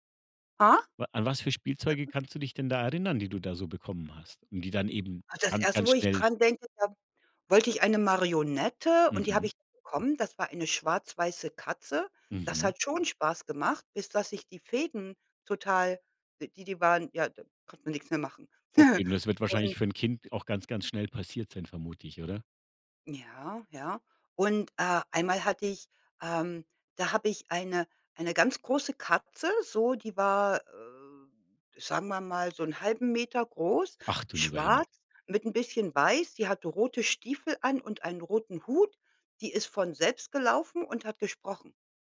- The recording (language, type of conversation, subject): German, podcast, Was war dein liebstes Spielzeug in deiner Kindheit?
- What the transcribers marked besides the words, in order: other noise; chuckle